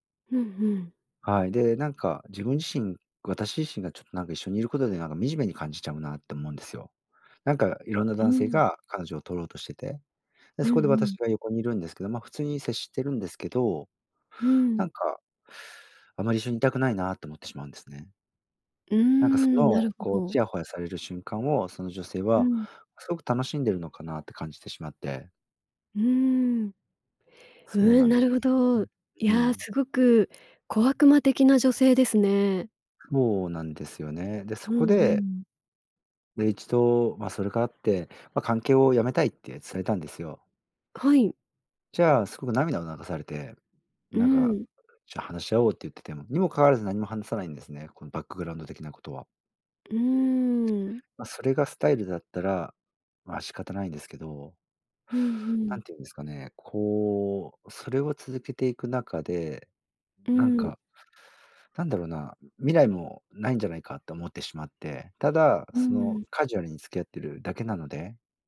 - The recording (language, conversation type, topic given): Japanese, advice, 冷めた関係をどう戻すか悩んでいる
- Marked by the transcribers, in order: none